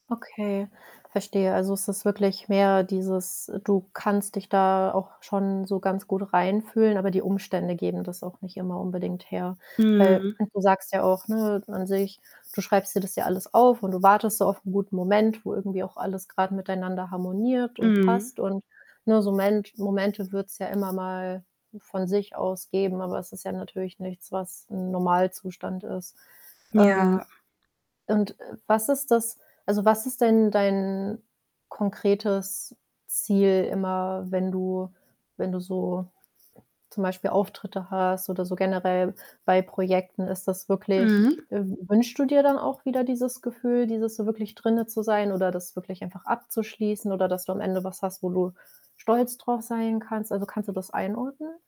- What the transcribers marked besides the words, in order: static; other background noise; distorted speech
- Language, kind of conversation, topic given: German, advice, Wie zeigt sich deine ständige Prokrastination beim kreativen Arbeiten?